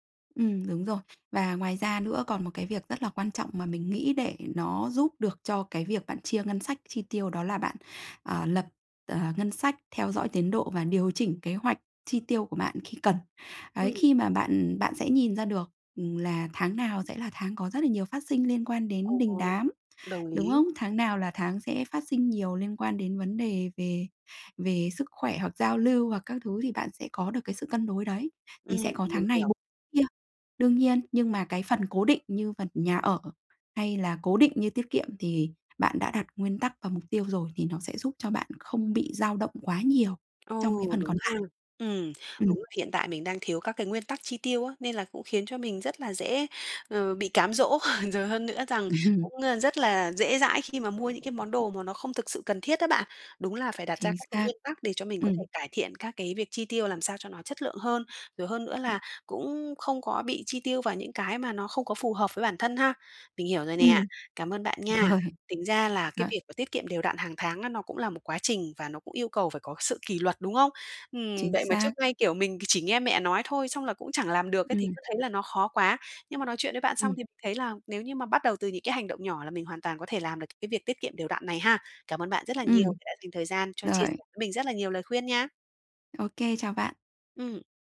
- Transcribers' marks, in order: tapping; other background noise; laugh; laughing while speaking: "Ừm"; laughing while speaking: "Thôi"
- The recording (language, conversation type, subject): Vietnamese, advice, Làm sao để tiết kiệm đều đặn mỗi tháng?